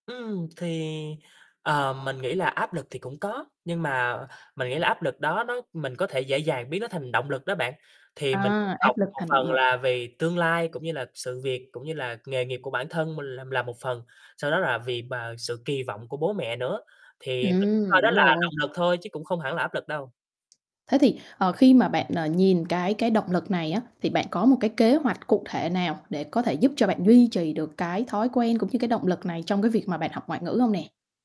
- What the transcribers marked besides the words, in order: other background noise; distorted speech; tapping
- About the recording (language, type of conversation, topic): Vietnamese, podcast, Làm sao để duy trì động lực học tập lâu dài?